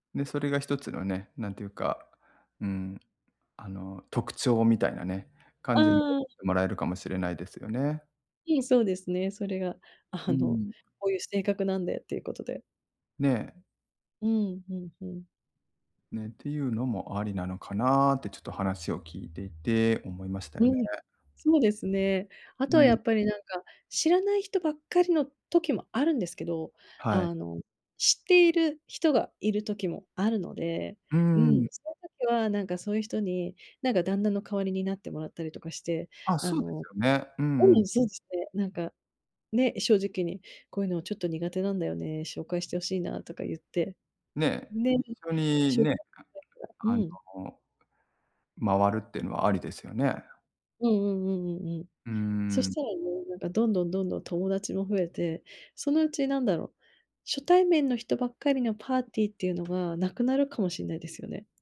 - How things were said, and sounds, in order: tapping; other background noise; laughing while speaking: "あの"; fan
- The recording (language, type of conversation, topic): Japanese, advice, パーティーで居心地が悪いとき、どうすれば楽しく過ごせますか？